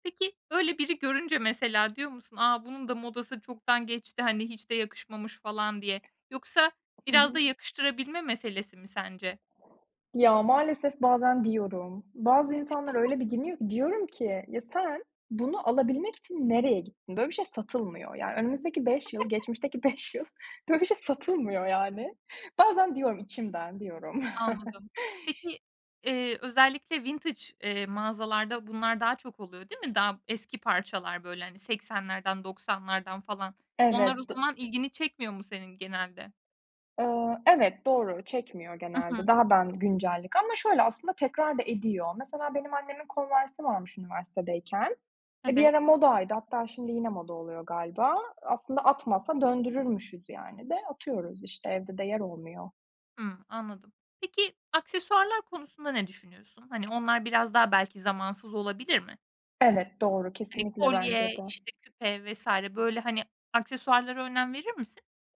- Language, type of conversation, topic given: Turkish, podcast, Trendlerle kişisel tarzını nasıl dengeliyorsun?
- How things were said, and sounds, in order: tapping; other background noise; chuckle; chuckle; laughing while speaking: "beş yıl böyle bir şey satılmıyor, yani"; chuckle; in English: "vintage"